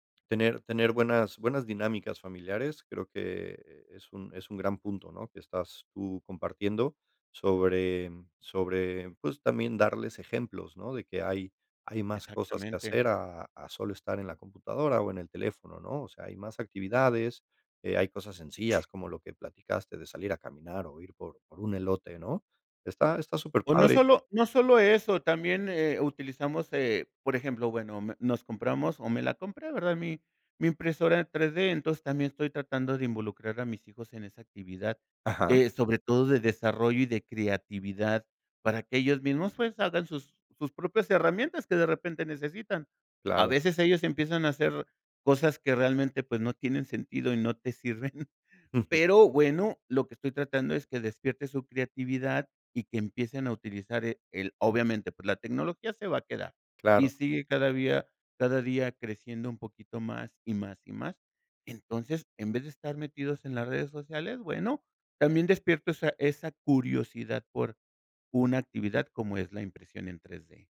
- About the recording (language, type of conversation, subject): Spanish, podcast, ¿Qué haces cuando te sientes saturado por las redes sociales?
- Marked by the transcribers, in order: chuckle